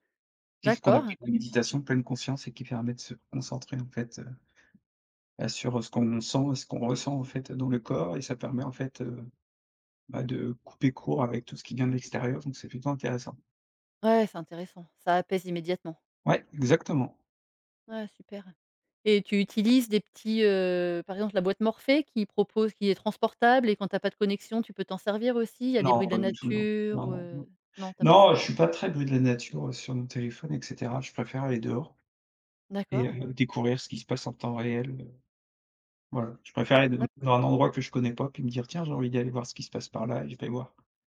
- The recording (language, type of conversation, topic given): French, podcast, Comment gères-tu les petites baisses d’énergie au cours de la journée ?
- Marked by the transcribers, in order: tapping